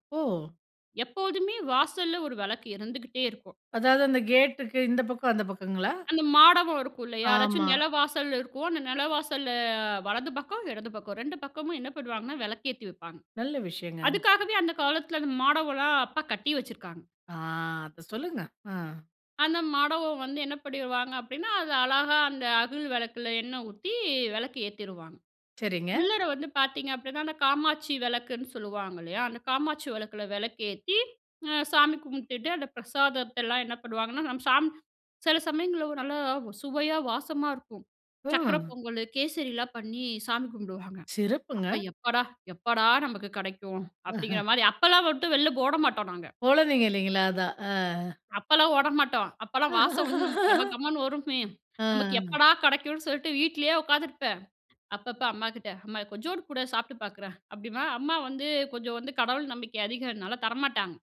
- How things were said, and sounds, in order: other background noise; "மாடமலாம்" said as "மாடஒலா"; chuckle; laughing while speaking: "குழந்தைங்க இல்லைங்களா? அதான். அ"; laugh
- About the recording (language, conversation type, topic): Tamil, podcast, மாலை நேர சடங்குகள்